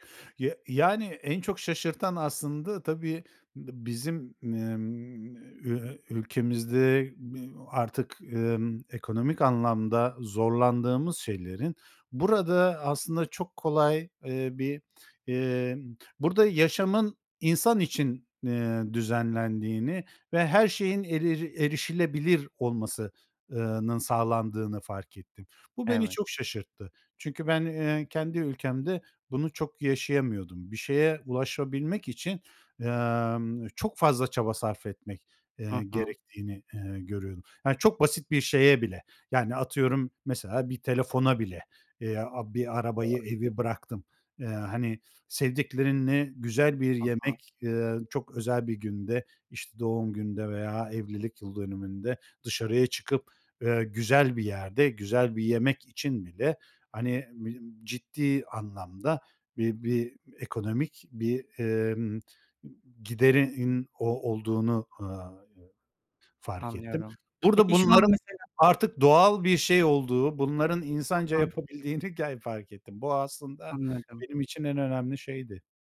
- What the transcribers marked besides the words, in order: unintelligible speech; other background noise; unintelligible speech
- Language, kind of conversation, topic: Turkish, podcast, Göç deneyimi yaşadıysan, bu süreç seni nasıl değiştirdi?